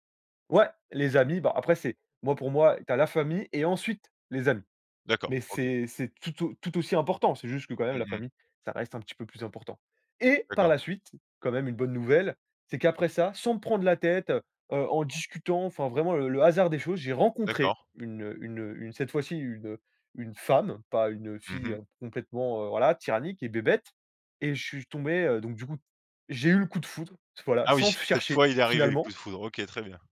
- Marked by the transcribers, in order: stressed: "Et"
- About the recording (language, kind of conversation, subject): French, podcast, As-tu déjà perdu quelque chose qui t’a finalement apporté autre chose ?